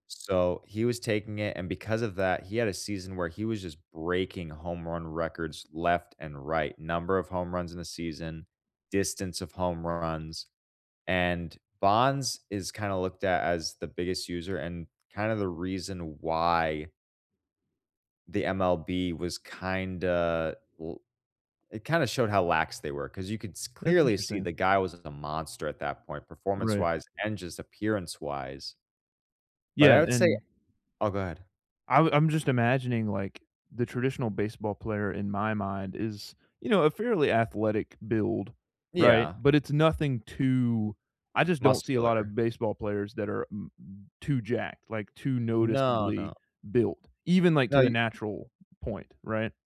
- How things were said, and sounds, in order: unintelligible speech
- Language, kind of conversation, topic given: English, unstructured, Should I be concerned about performance-enhancing drugs in sports?